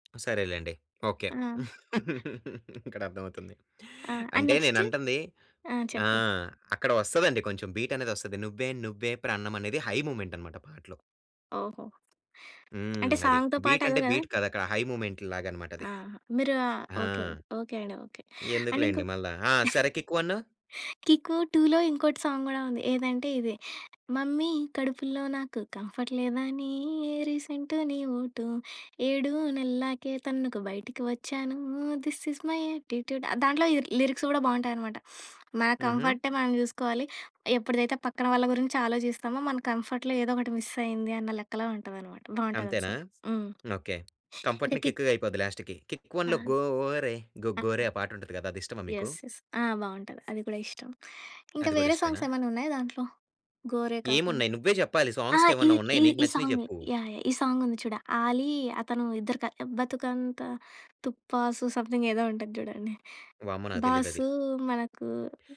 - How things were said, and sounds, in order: tapping; laugh; in English: "అండ్ నెక్స్ట్?"; in English: "బీట్"; in English: "హై మూమెంట్"; other background noise; in English: "సాంగ్‌తో"; in English: "బీట్"; in English: "బీట్"; in English: "హై మూమెంట్"; in English: "అండ్"; chuckle; in English: "సాంగ్"; singing: "మమ్మీ కడుపులో నాకు కంఫర్ట్ లేదని … ఇస్ మై యాట్టిట్యూడ్"; in English: "మమ్మీ"; in English: "కంఫర్ట్"; in English: "దిస్ ఇస్ మై యాట్టిట్యూడ్"; in English: "లిరిక్స్"; in English: "కంఫర్ట్‌లో"; in English: "మిస్"; in English: "కంఫర్ట్‌ని కిక్‌గా"; in English: "సాంగ్"; in English: "లాస్ట్‌కి"; singing: "గోరే"; in English: "యెస్. యెస్"; in English: "సాంగ్స్"; in English: "సాంగ్"; in English: "సంథింగ్"
- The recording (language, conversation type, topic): Telugu, podcast, ఎవరి సంగీతం మీపై అత్యధిక ప్రభావం చూపింది?